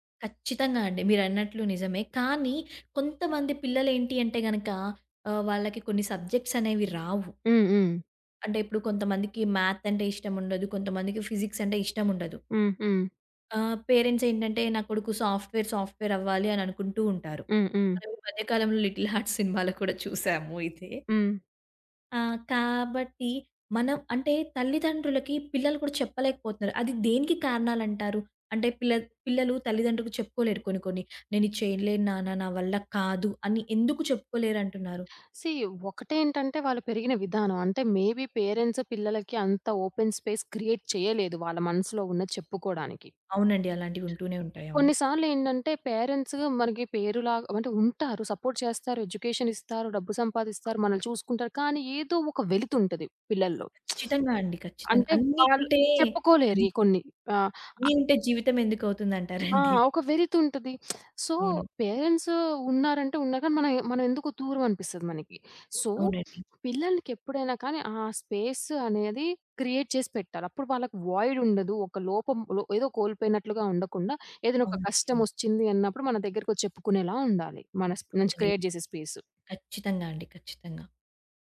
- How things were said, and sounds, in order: in English: "సబ్జెక్ట్స్"; in English: "మ్యాథ్"; in English: "ఫిజిక్స్"; in English: "పేరెంట్స్"; in English: "సాఫ్ట్‌వేర్, సాఫ్ట్‌వేర్"; chuckle; in English: "సీ"; in English: "మేబి పేరెంట్స్"; in English: "ఓపెన్ స్పేస్ క్రియేట్"; other background noise; in English: "పేరెంట్స్‌గా"; in English: "సపోర్ట్"; lip smack; laughing while speaking: "అంటారండి?"; lip smack; in English: "సో పేరెంట్స్"; in English: "సో"; tapping; in English: "స్పేస్"; in English: "క్రియేట్"; in English: "వాయిడ్"; in English: "క్రియేట్"; in English: "స్పేస్"
- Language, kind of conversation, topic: Telugu, podcast, పిల్లల కెరీర్ ఎంపికపై తల్లిదండ్రుల ఒత్తిడి కాలక్రమంలో ఎలా మారింది?